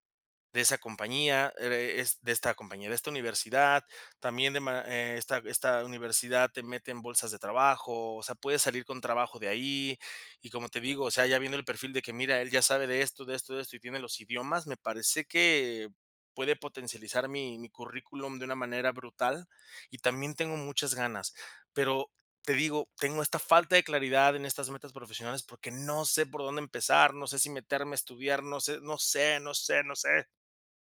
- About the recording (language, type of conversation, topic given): Spanish, advice, ¿Cómo puedo aclarar mis metas profesionales y saber por dónde empezar?
- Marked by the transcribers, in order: stressed: "no sé no sé"